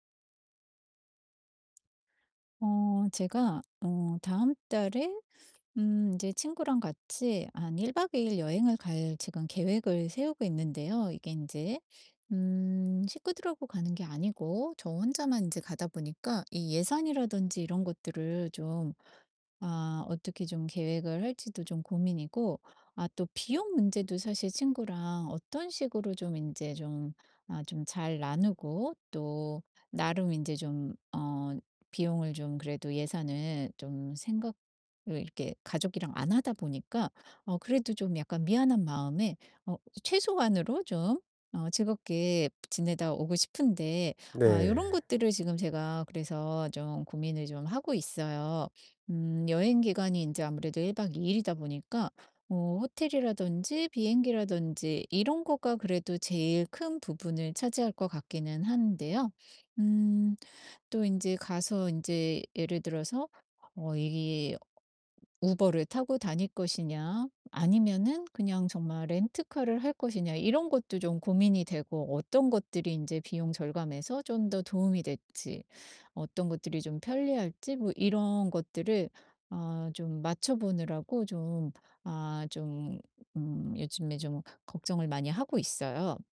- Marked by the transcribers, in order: other background noise
- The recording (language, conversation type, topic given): Korean, advice, 여행 예산을 어떻게 계획하고 비용을 절감할 수 있을까요?